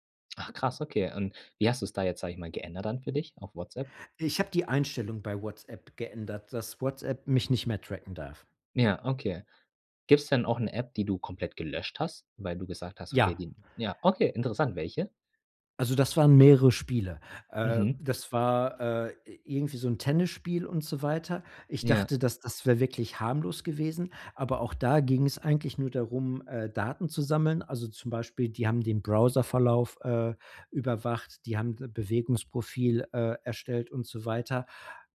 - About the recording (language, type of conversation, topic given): German, podcast, Wie gehst du mit deiner Privatsphäre bei Apps und Diensten um?
- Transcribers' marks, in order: none